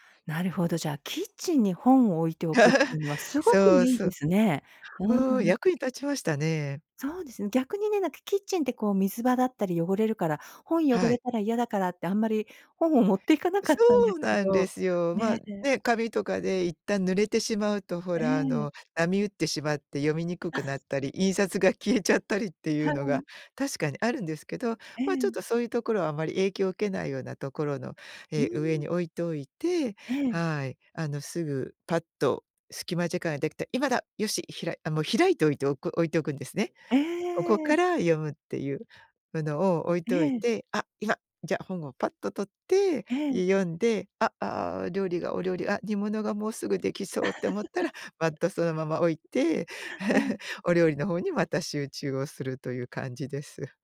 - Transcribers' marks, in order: laugh; chuckle; laugh; chuckle
- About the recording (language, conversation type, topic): Japanese, podcast, 時間がないとき、効率よく学ぶためにどんな工夫をしていますか？